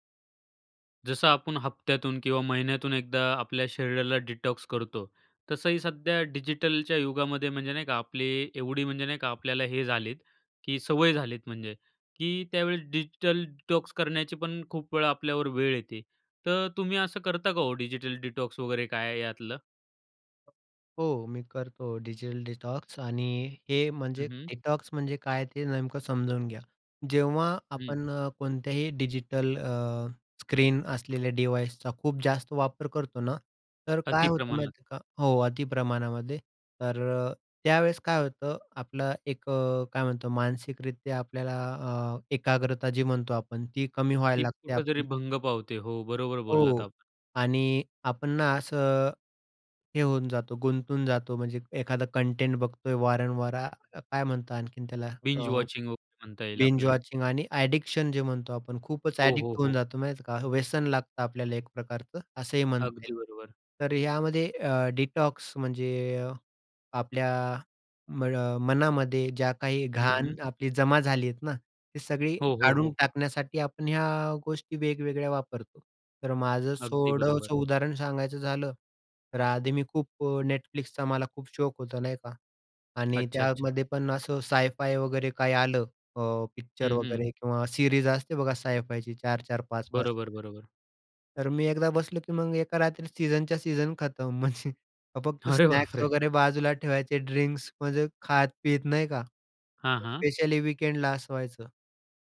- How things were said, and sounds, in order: in English: "डिटॉक्स"; other background noise; tapping; in English: "डिजिटल डिटॉक्स"; in English: "डिजिटल डिटॉक्स"; in English: "डिजिटल डिटॉक्स"; in English: "डिटॉक्स"; in English: "डिव्हायसचा"; in English: "बिंज वॉचिंग"; in English: "बिंज वॉचिंग"; in English: "ॲडिक्शन"; in English: "ॲडिक्ट"; in English: "डिटॉक्स"; in English: "सायफाय"; in English: "सीरीज"; in English: "सायफायची"; chuckle; laughing while speaking: "अरे, बापरे!"; in English: "वीकेंडला"
- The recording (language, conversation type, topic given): Marathi, podcast, डिजिटल वापरापासून थोडा विराम तुम्ही कधी आणि कसा घेता?